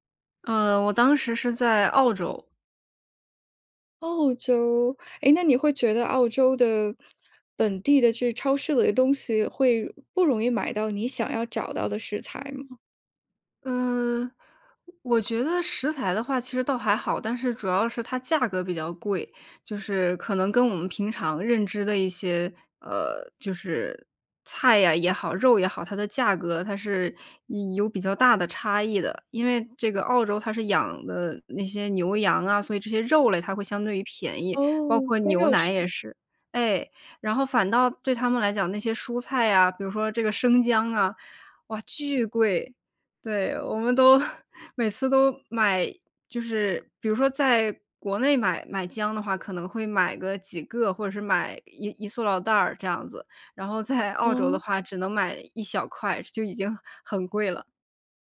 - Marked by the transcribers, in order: other background noise; laugh; laughing while speaking: "在"
- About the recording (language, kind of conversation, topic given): Chinese, podcast, 你能讲讲你最拿手的菜是什么，以及你是怎么做的吗？